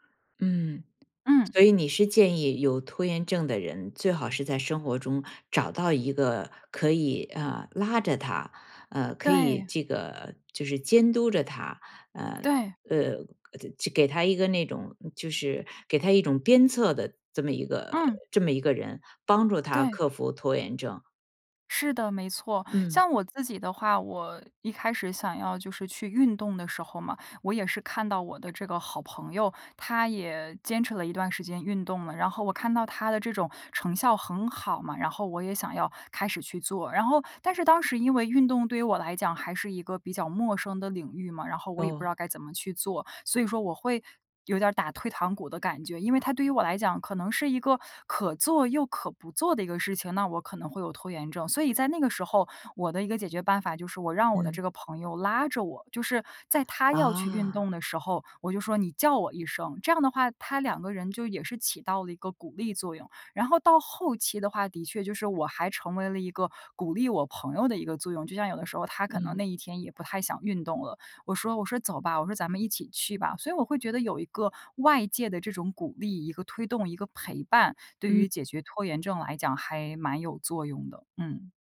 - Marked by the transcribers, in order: none
- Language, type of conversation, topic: Chinese, podcast, 学习时如何克服拖延症？